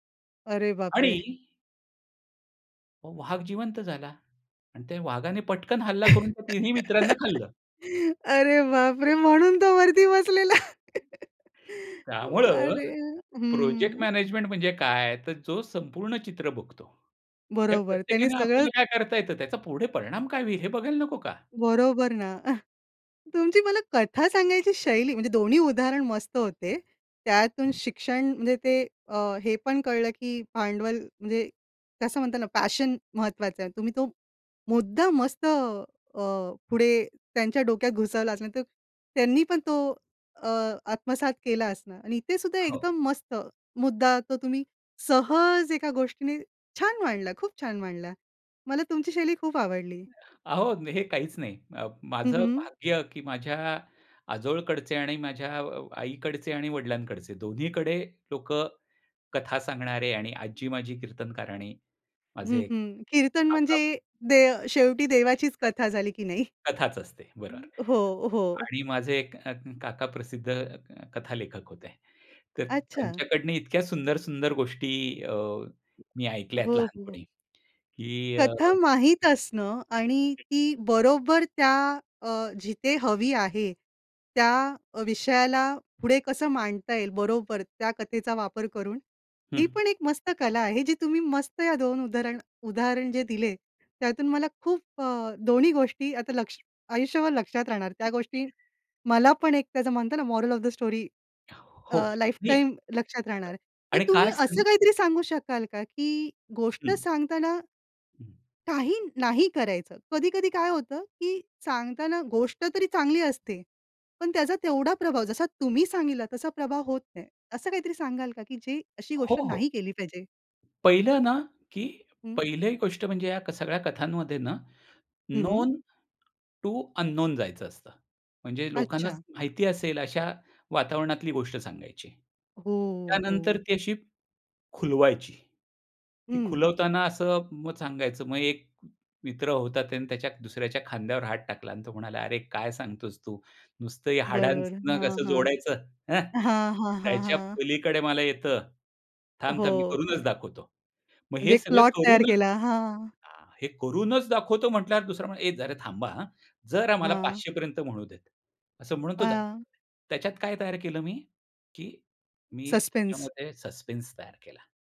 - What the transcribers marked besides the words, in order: other background noise; laugh; laughing while speaking: "अरे, बापरे! म्हणून तो वरती बसलेला"; chuckle; tapping; chuckle; in English: "पॅशन"; unintelligible speech; laughing while speaking: "नाही?"; other noise; in English: "मॉरल ऑफ द स्टोरी"; in English: "लाइफ"; in English: "नोन टू अनोन"; laughing while speaking: "हां"; in English: "सस्पेन्स"; in English: "सस्पेंस"
- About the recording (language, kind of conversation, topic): Marathi, podcast, लोकांना प्रेरित करण्यासाठी तुम्ही कथा कशा वापरता?